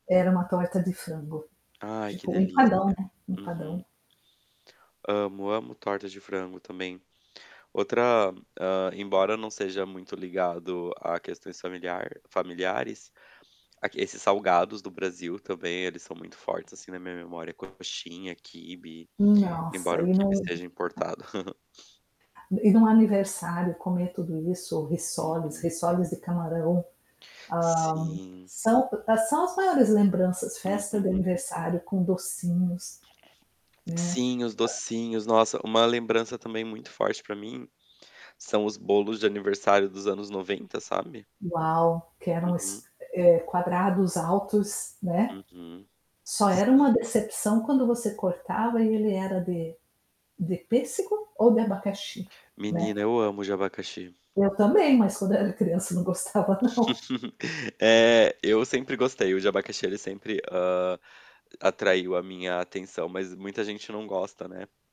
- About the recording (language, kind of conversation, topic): Portuguese, unstructured, Há alguma comida que te faça lembrar da sua casa de infância?
- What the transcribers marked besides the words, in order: static; distorted speech; other background noise; chuckle; tapping; laughing while speaking: "não gostava, não"; chuckle